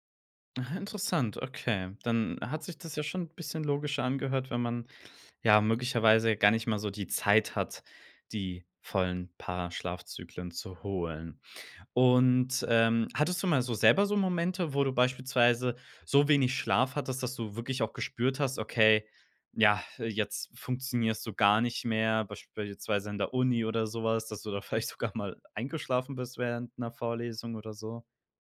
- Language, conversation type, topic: German, podcast, Welche Rolle spielt Schlaf für dein Wohlbefinden?
- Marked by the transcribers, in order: other background noise; laughing while speaking: "vielleicht sogar mal"